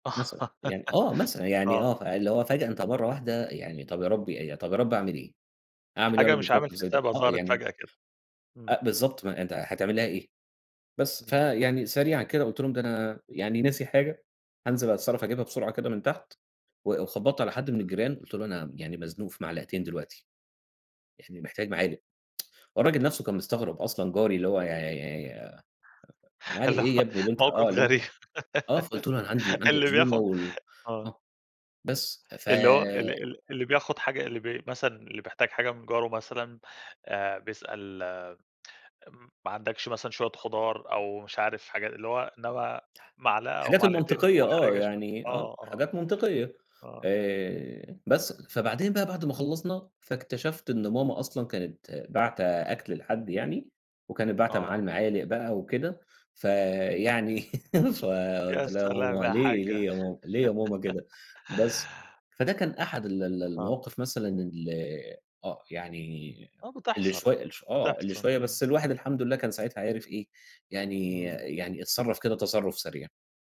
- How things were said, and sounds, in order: laugh; tapping; tsk; laughing while speaking: "اللي هو موقِف غريب. اللي بياخُد"; other noise; laugh; laugh; laugh
- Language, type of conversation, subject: Arabic, podcast, إزاي بتخطط لوجبة لما يكون عندك ضيوف؟